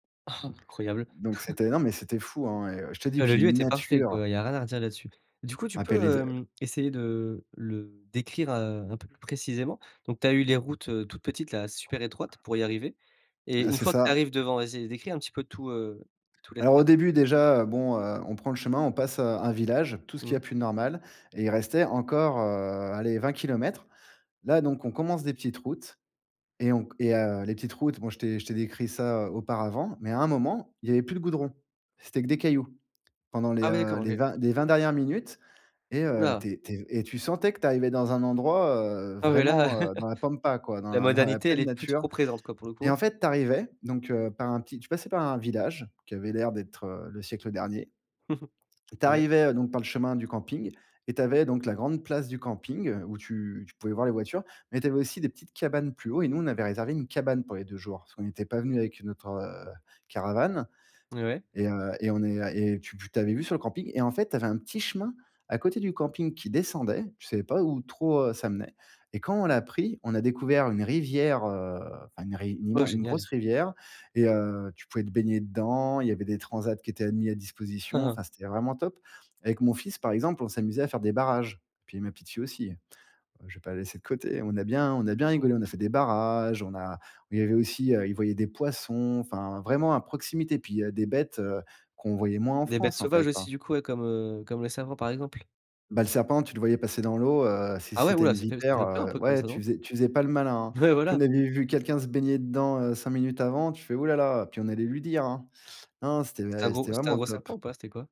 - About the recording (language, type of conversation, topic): French, podcast, Comment trouves-tu des lieux hors des sentiers battus ?
- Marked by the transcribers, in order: laughing while speaking: "Incroyable"; chuckle; stressed: "nature!"; other background noise; chuckle; laughing while speaking: "la"; chuckle; chuckle; stressed: "barrages"; laughing while speaking: "de côté"; laughing while speaking: "Ouais"